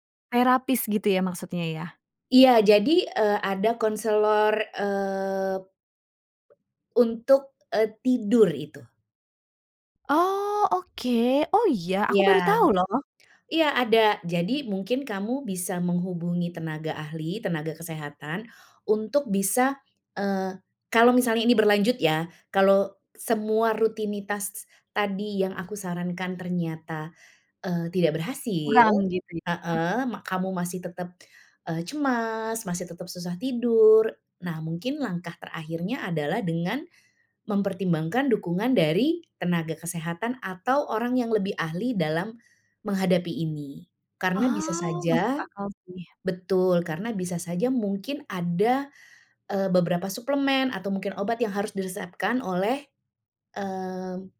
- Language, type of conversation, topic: Indonesian, advice, Bagaimana kekhawatiran yang terus muncul membuat Anda sulit tidur?
- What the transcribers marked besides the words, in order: other background noise; tapping